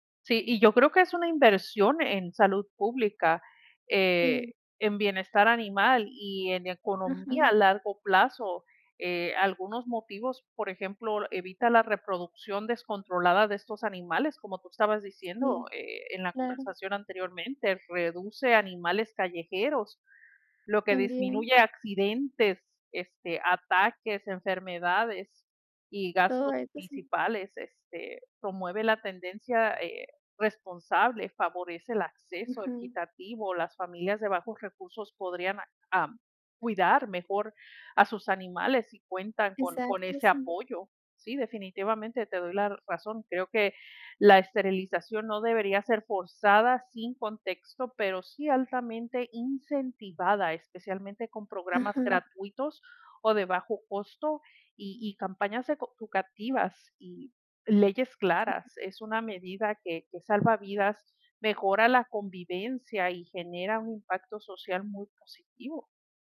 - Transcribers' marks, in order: "esto" said as "eto"; "educativas" said as "ducativas"
- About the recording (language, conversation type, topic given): Spanish, unstructured, ¿Debería ser obligatorio esterilizar a los perros y gatos?